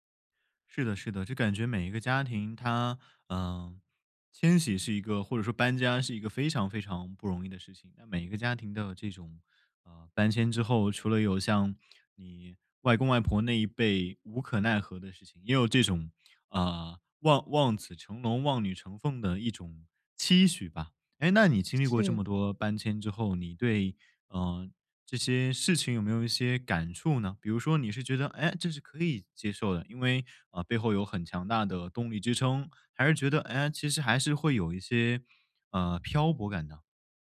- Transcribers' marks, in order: other background noise
- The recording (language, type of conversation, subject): Chinese, podcast, 你们家有过迁徙或漂泊的故事吗？